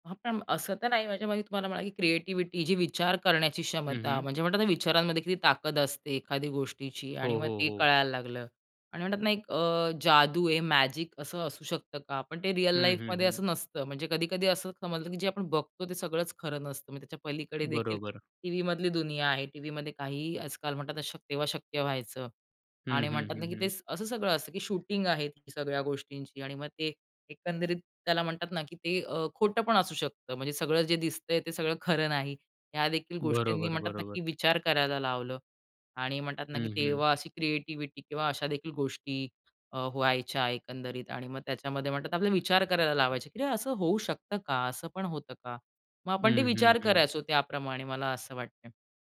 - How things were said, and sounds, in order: in English: "क्रिएटिव्हिटी"; in English: "मॅजिक"; in English: "रिअल लाईफमध्ये"; tapping; in English: "क्रिएटिव्हिटी"
- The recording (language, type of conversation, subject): Marathi, podcast, बालपणी तुम्हाला कोणता दूरदर्शन कार्यक्रम सर्वात जास्त आवडायचा?